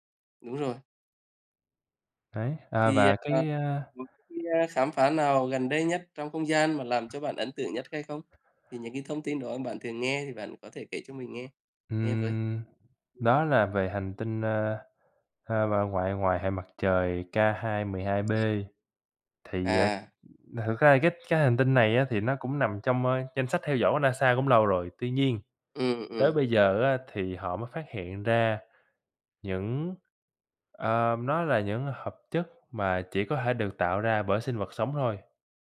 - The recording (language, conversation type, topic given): Vietnamese, unstructured, Bạn có ngạc nhiên khi nghe về những khám phá khoa học liên quan đến vũ trụ không?
- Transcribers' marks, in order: tapping; unintelligible speech; other background noise